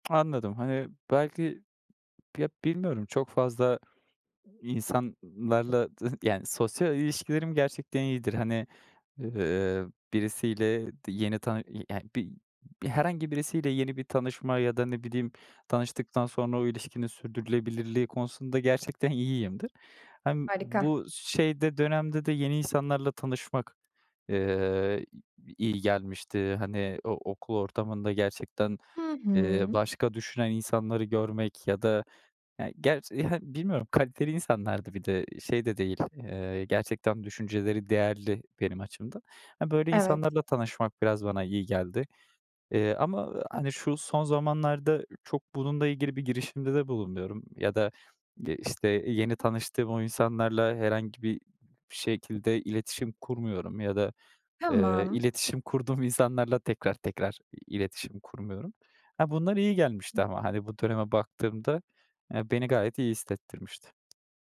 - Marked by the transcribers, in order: tapping; other background noise
- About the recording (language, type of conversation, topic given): Turkish, advice, Motivasyonum düştüğünde yeniden canlanmak için hangi adımları atabilirim?